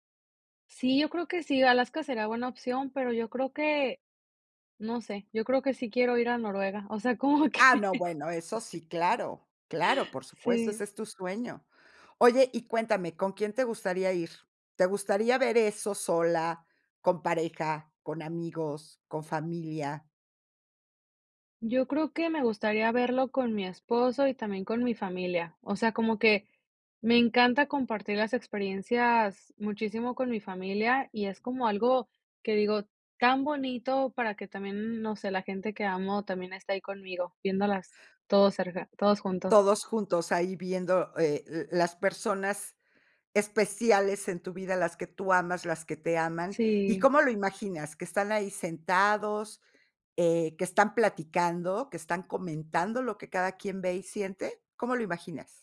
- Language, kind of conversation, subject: Spanish, podcast, ¿Qué lugar natural te gustaría visitar antes de morir?
- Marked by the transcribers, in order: laugh; tapping